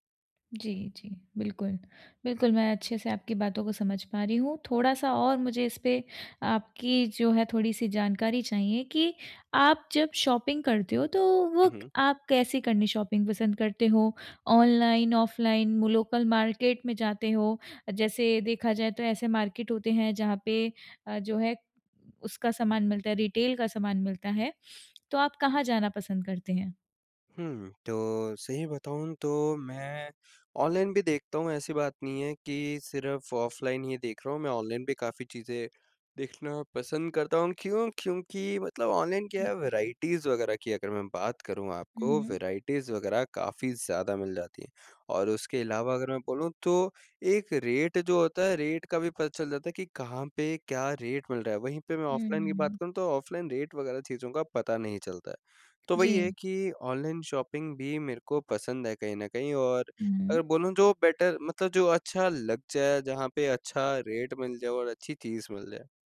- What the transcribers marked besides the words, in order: in English: "शॉपिंग"; in English: "शॉपिंग"; in English: "लोकल मार्केट"; in English: "मार्केट"; in English: "रिटेल"; in English: "वैराइटीज़"; in English: "वैराइटीज़"; in English: "रेट"; in English: "रेट"; in English: "रेट"; in English: "रेट"; in English: "ऑनलाइन शॉपिंग"; in English: "बेटर"; in English: "रेट"
- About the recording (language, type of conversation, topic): Hindi, advice, कम बजट में खूबसूरत कपड़े, उपहार और घर की सजावट की चीजें कैसे ढूंढ़ूँ?